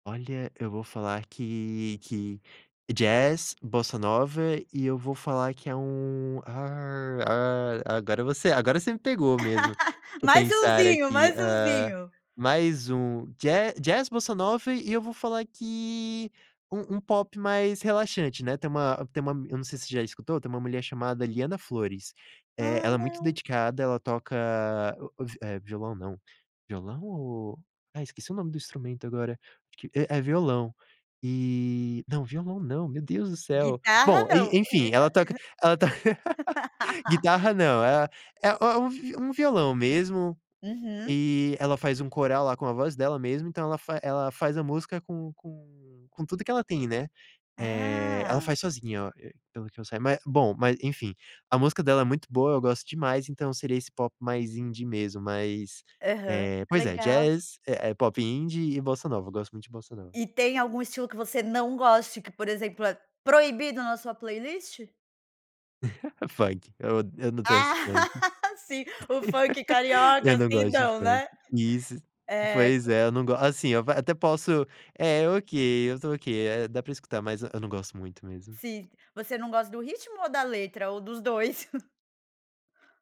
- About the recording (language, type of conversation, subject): Portuguese, podcast, Como vocês resolvem diferenças de gosto na playlist?
- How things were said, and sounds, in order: laugh; tapping; laugh; laugh; chuckle; laugh; chuckle